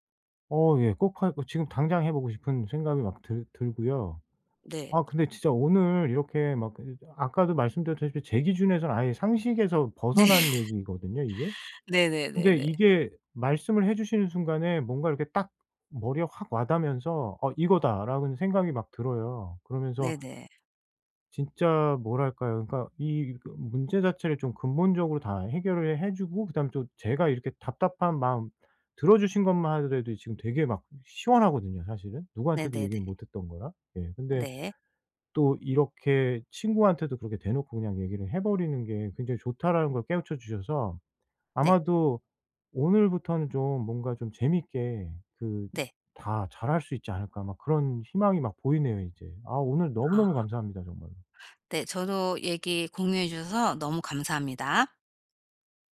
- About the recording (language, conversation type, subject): Korean, advice, 친구가 잘될 때 질투심이 드는 저는 어떻게 하면 좋을까요?
- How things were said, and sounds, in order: tapping; laughing while speaking: "네"